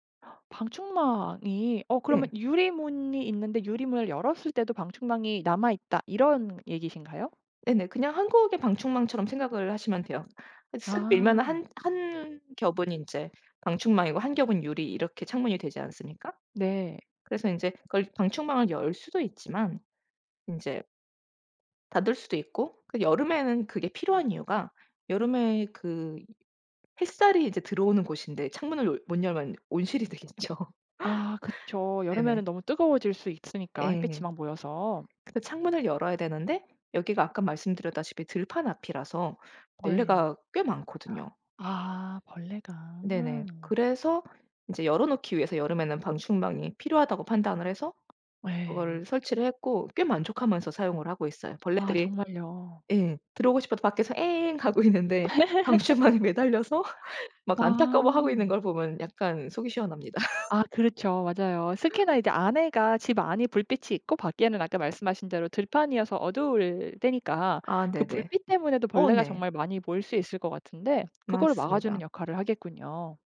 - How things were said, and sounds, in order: gasp; other background noise; tapping; laughing while speaking: "온실이 되겠죠"; laugh; put-on voice: "에엥"; laugh; laughing while speaking: "방출방에 매달려서"; laugh
- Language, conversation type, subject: Korean, podcast, 집에서 가장 편안한 공간은 어디인가요?